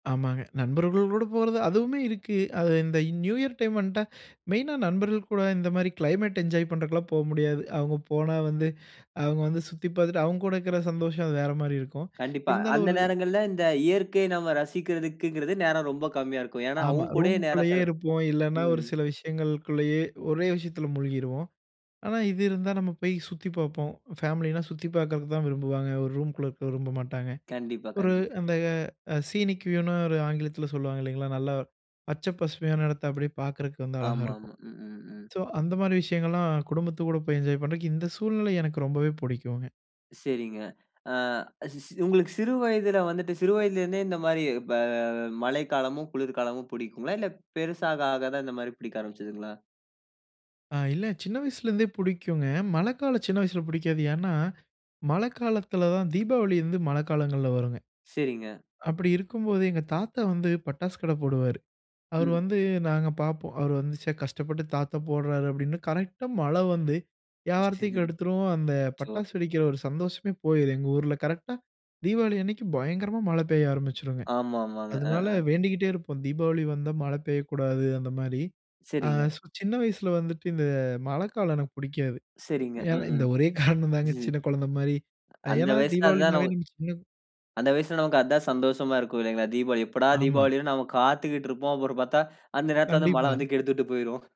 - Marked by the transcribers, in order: in English: "சீனிக் வியூனு"; tapping; other background noise; chuckle
- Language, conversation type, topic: Tamil, podcast, உங்களுக்கு மிகவும் பிடித்த பருவம் எது, ஏன் அதை அதிகம் விரும்புகிறீர்கள்?